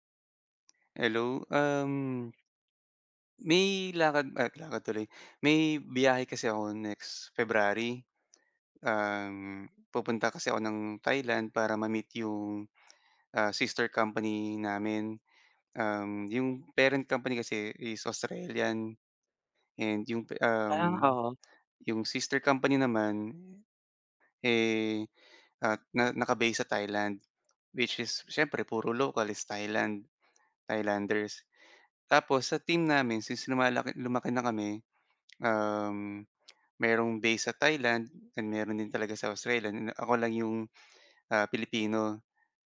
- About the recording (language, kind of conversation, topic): Filipino, advice, Paano ko mapapahusay ang praktikal na kasanayan ko sa komunikasyon kapag lumipat ako sa bagong lugar?
- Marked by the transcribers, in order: tapping; other background noise; tongue click